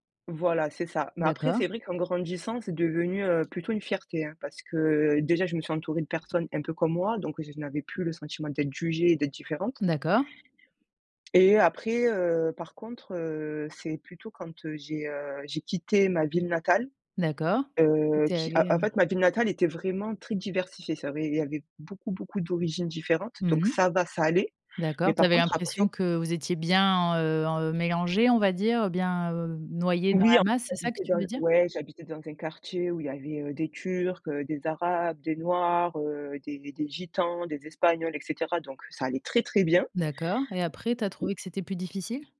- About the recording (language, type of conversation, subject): French, podcast, Comment ressens-tu le fait d’appartenir à plusieurs cultures au quotidien ?
- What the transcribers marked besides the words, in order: other background noise; tapping; unintelligible speech